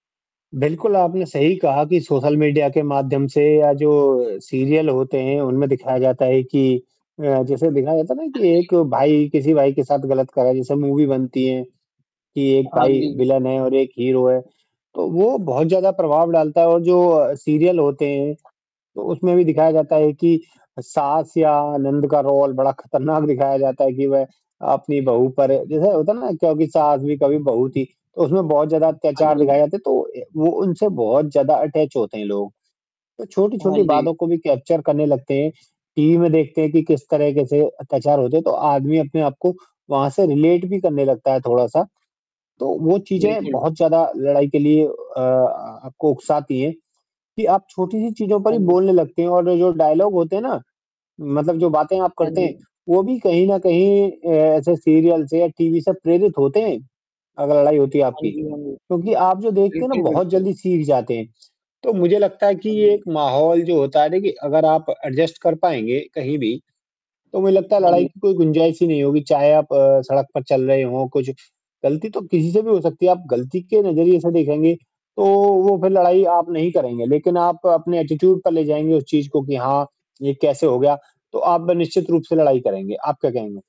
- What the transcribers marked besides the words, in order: static; distorted speech; in English: "सीरियल"; other background noise; in English: "मूवी"; in English: "विलन"; in English: "सीरियल"; in English: "रोल"; in English: "अटैच"; in English: "कैप्चर"; in English: "रिलेट"; in English: "डायलॉग"; in English: "सीरियल"; in English: "एडजस्ट"; in English: "एटीट्यूड"
- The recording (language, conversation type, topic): Hindi, unstructured, आपके अनुसार झगड़ा कब शुरू होता है?